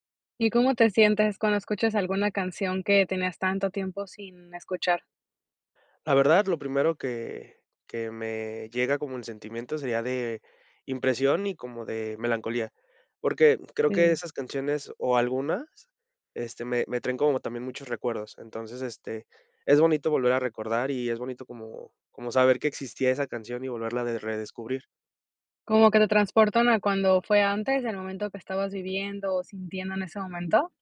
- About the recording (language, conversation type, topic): Spanish, podcast, ¿Cómo descubres música nueva hoy en día?
- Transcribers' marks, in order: tapping